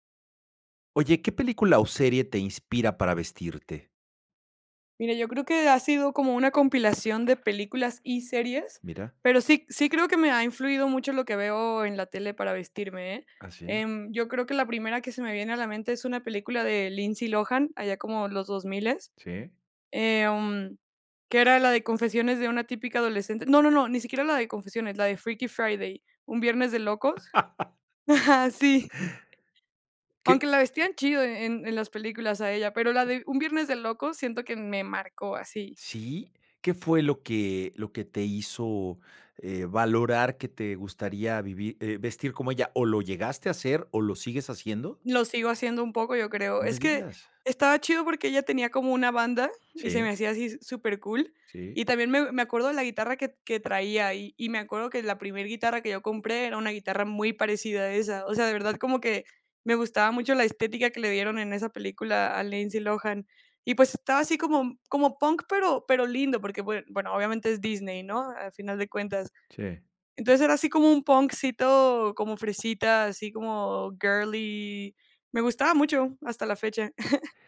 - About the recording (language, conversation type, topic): Spanish, podcast, ¿Qué película o serie te inspira a la hora de vestirte?
- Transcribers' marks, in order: other background noise; laugh; laugh